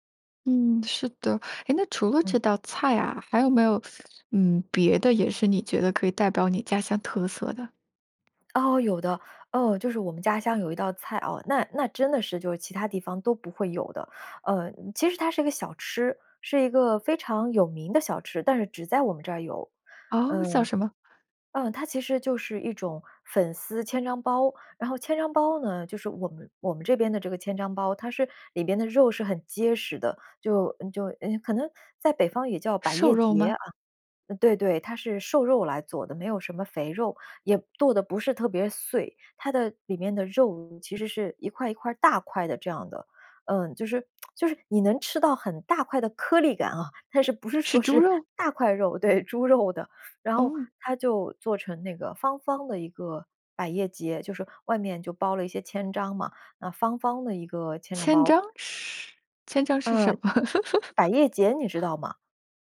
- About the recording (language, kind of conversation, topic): Chinese, podcast, 你眼中最能代表家乡味道的那道菜是什么？
- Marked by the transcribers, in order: teeth sucking; tapping; other background noise; lip smack; laughing while speaking: "不是说是大块肉，对"; teeth sucking; laughing while speaking: "什么？"; laugh